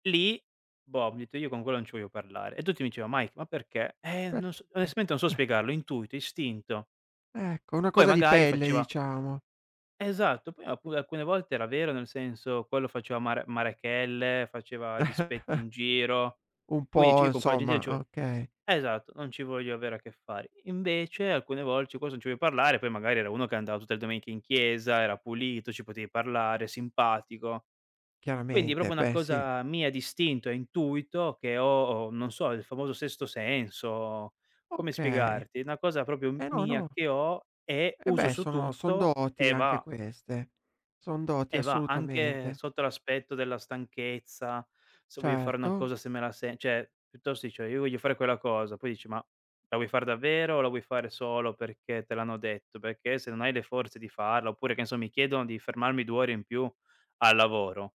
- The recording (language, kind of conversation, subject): Italian, podcast, Come reagisci quando l’intuito va in contrasto con la logica?
- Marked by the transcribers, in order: unintelligible speech; "detto" said as "etto"; chuckle; chuckle; "cioè" said as "ceh"; unintelligible speech; "proprio" said as "propo"; "proprio" said as "propio"